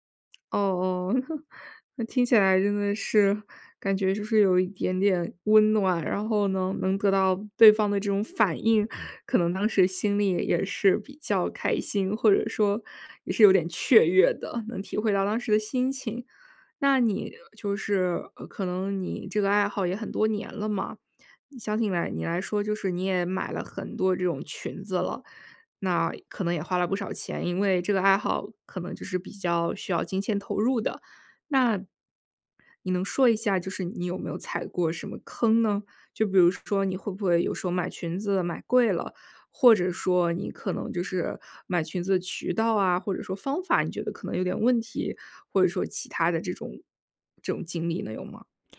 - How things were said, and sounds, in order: other background noise; laugh; joyful: "或者说也是有点雀跃的"
- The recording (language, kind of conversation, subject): Chinese, podcast, 你是怎么开始这个爱好的？